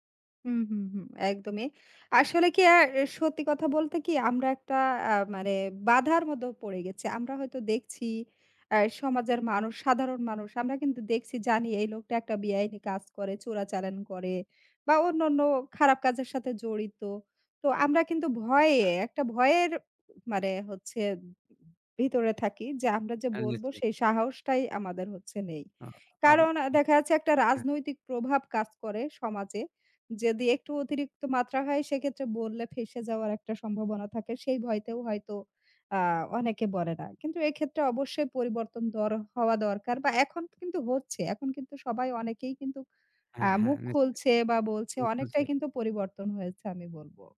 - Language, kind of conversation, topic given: Bengali, unstructured, সমাজে বেআইনি কার্যকলাপ কেন বাড়ছে?
- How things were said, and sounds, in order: unintelligible speech; "যদি" said as "যেদি"; unintelligible speech